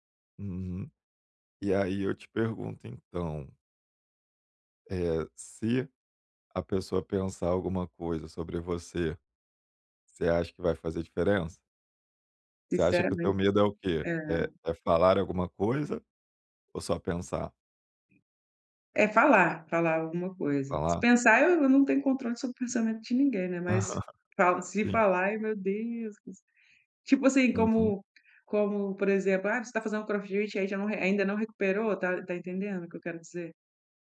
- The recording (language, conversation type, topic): Portuguese, advice, Como posso me sentir mais à vontade em celebrações sociais?
- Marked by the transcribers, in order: tapping; chuckle; other background noise; in English: "crossfit?"